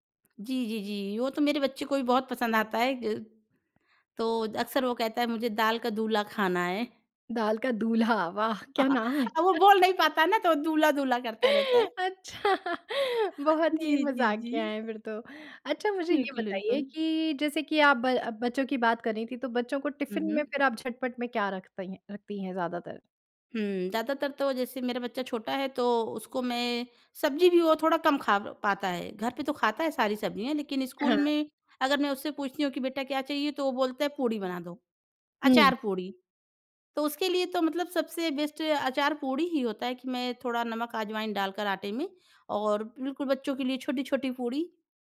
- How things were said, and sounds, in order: chuckle; joyful: "अब वो बोल नहीं पाता है ना, तो दूल्हा-दूल्हा करता रहता है"; laughing while speaking: "है?"; laughing while speaking: "अच्छा"; in English: "बेस्ट"
- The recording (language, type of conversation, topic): Hindi, podcast, बिना तैयारी के जब जल्दी खाना बनाना पड़े, तो आप इसे कैसे संभालते हैं?